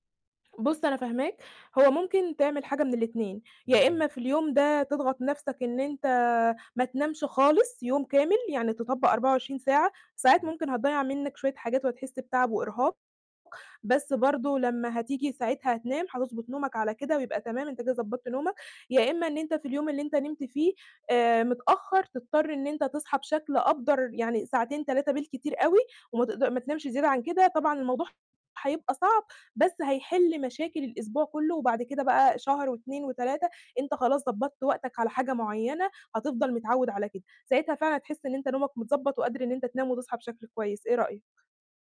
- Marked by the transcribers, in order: other noise; distorted speech
- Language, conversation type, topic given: Arabic, advice, إزاي أعمل روتين لتجميع المهام عشان يوفّرلي وقت؟